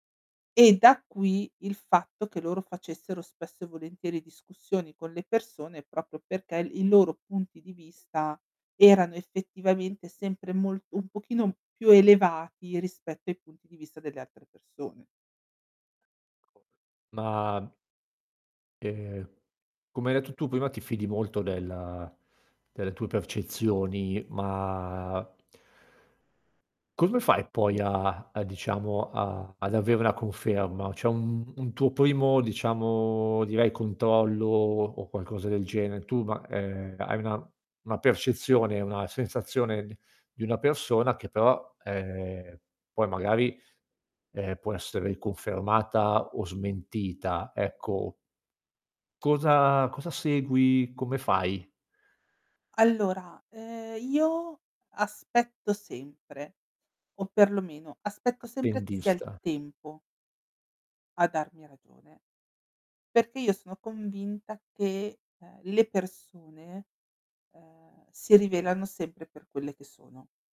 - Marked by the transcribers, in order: unintelligible speech; static
- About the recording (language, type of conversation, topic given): Italian, podcast, Come capisci se un’intuizione è davvero affidabile o se è solo un pregiudizio?